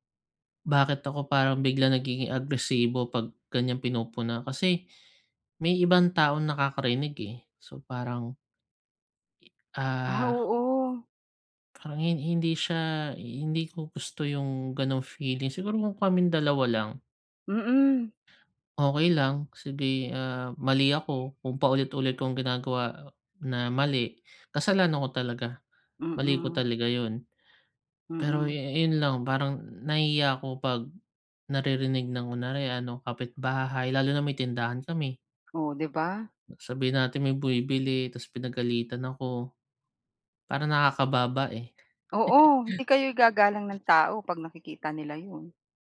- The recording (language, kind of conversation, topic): Filipino, advice, Paano ko tatanggapin ang konstruktibong puna nang hindi nasasaktan at matuto mula rito?
- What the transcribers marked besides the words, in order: chuckle